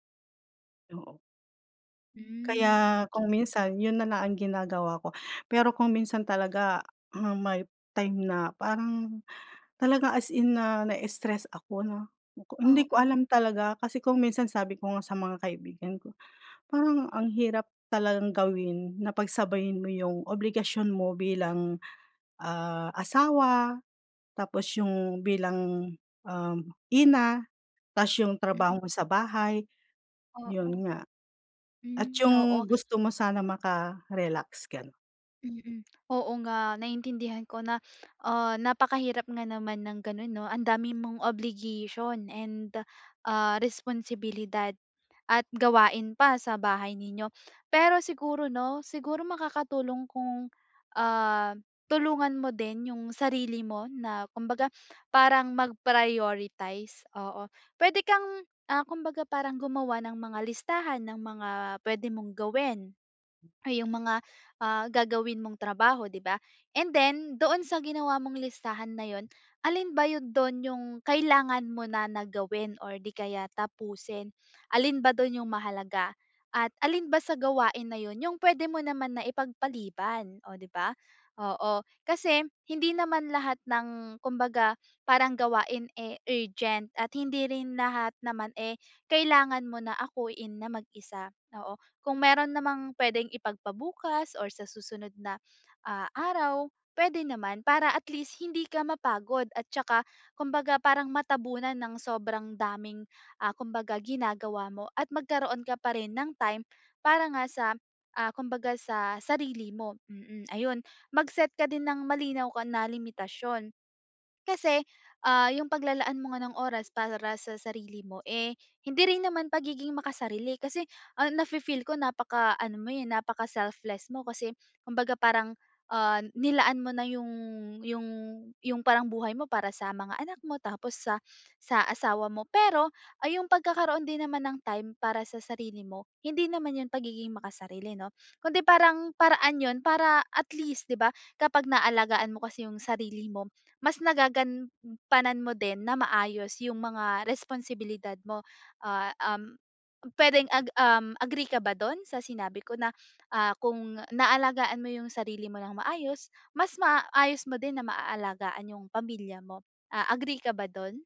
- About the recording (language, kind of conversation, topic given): Filipino, advice, Paano ko mababalanse ang obligasyon, kaligayahan, at responsibilidad?
- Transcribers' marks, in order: lip smack